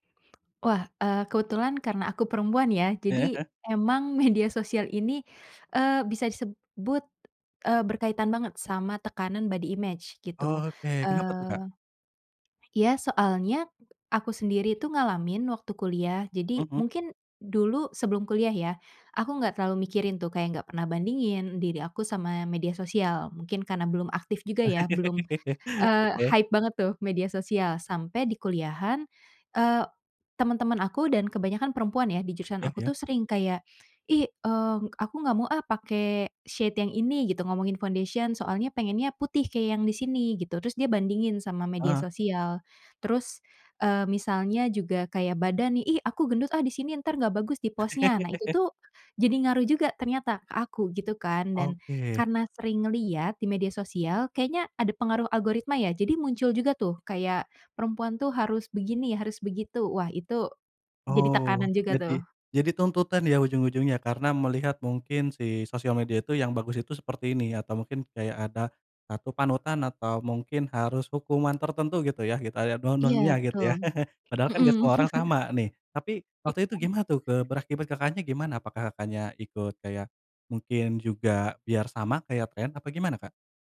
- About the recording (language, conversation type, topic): Indonesian, podcast, Apa tanggapanmu tentang tekanan citra tubuh akibat media sosial?
- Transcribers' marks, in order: tapping; in English: "body image"; other background noise; in English: "hype"; chuckle; in English: "shade"; in English: "foundation"; chuckle; chuckle